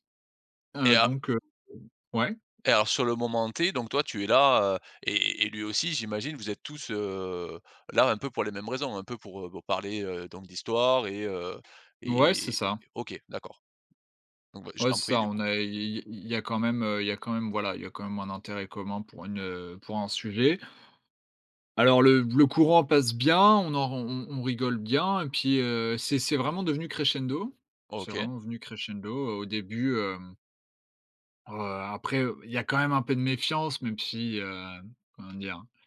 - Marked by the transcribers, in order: other background noise; stressed: "d'histoire"; stressed: "bien"; stressed: "bien"
- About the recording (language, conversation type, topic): French, podcast, Comment transformer un contact en ligne en une relation durable dans la vraie vie ?
- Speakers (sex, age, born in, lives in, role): male, 20-24, France, France, guest; male, 35-39, France, France, host